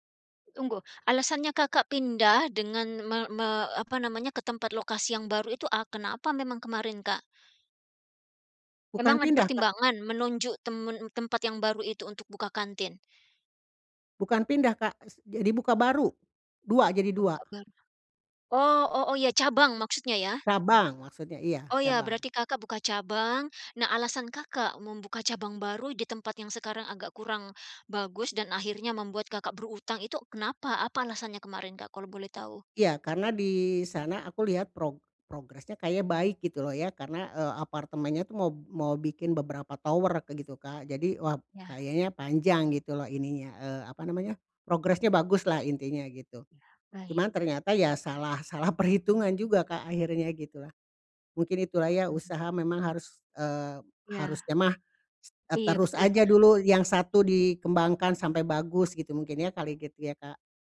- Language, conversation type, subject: Indonesian, advice, Bagaimana cara mengelola utang dan tagihan yang mendesak?
- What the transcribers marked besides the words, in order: other background noise